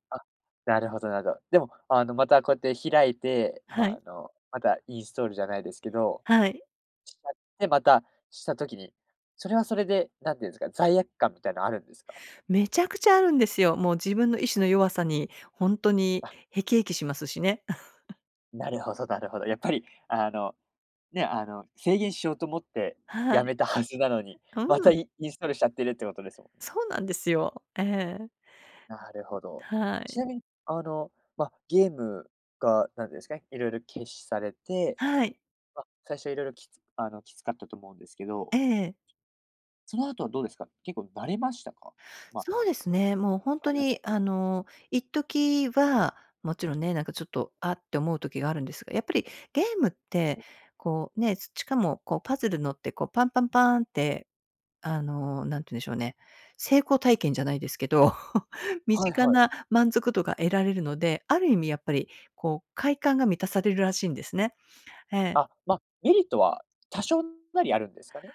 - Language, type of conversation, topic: Japanese, podcast, デジタルデトックスを試したことはありますか？
- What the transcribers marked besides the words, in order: giggle; chuckle; other noise; laugh